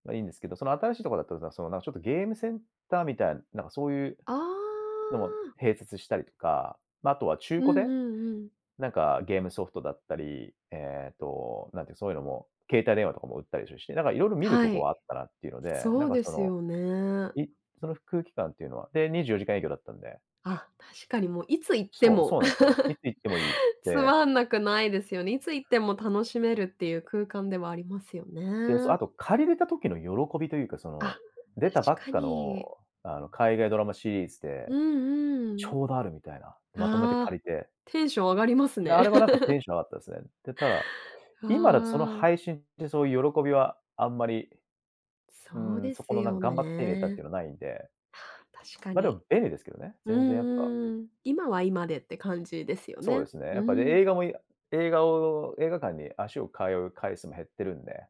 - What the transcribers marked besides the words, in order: chuckle; other background noise; chuckle
- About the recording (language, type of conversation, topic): Japanese, podcast, 昔よく通っていた映画館やレンタル店には、どんな思い出がありますか？